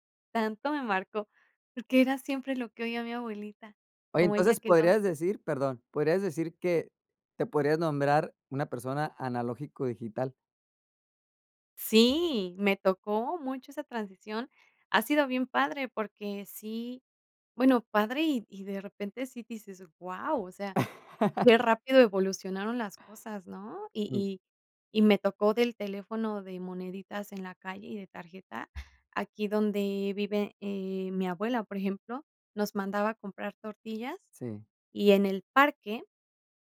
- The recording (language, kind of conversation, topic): Spanish, podcast, ¿Cómo descubres música nueva hoy en día?
- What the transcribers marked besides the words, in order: laugh